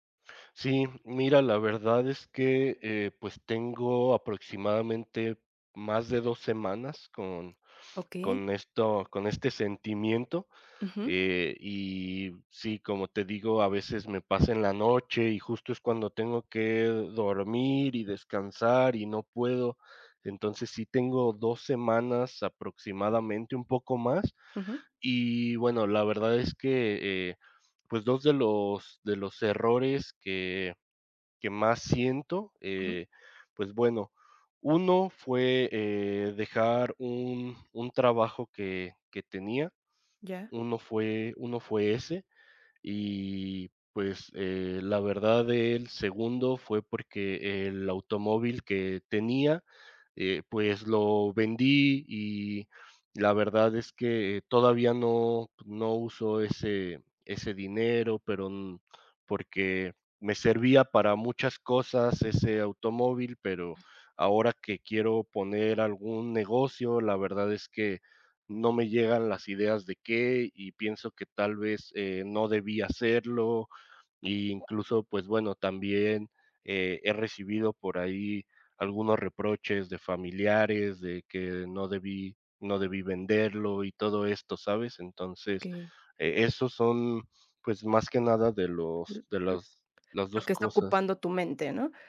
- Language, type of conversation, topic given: Spanish, advice, ¿Cómo puedo manejar un sentimiento de culpa persistente por errores pasados?
- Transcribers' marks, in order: none